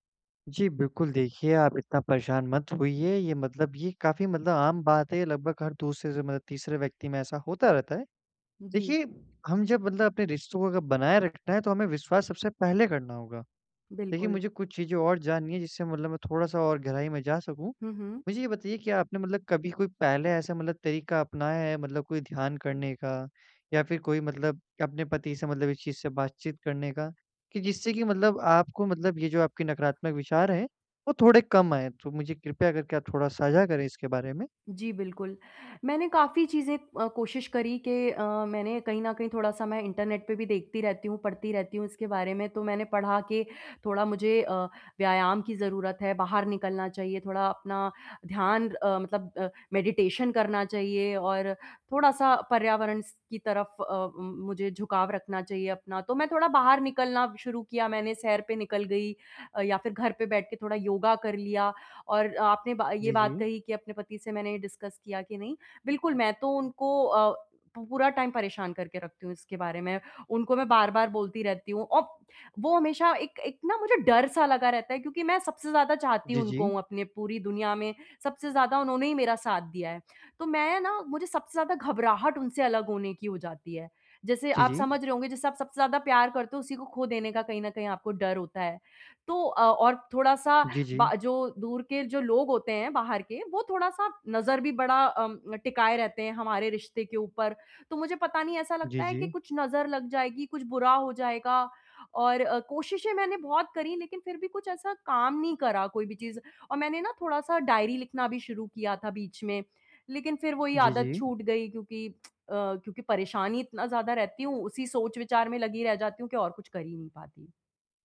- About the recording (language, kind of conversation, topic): Hindi, advice, नकारात्मक विचारों को कैसे बदलकर सकारात्मक तरीके से दोबारा देख सकता/सकती हूँ?
- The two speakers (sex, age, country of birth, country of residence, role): female, 30-34, India, India, user; male, 18-19, India, India, advisor
- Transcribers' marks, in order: in English: "मेडिटेशन"; in English: "डिस्कस"; in English: "टाइम"; tapping